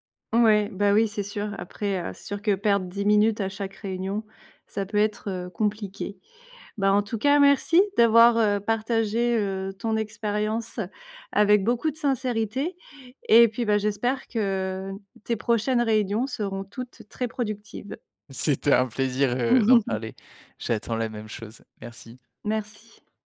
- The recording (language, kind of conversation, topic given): French, podcast, Quelle est, selon toi, la clé d’une réunion productive ?
- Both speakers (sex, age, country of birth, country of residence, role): female, 35-39, France, France, host; male, 30-34, France, France, guest
- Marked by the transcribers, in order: laughing while speaking: "C'était un"; chuckle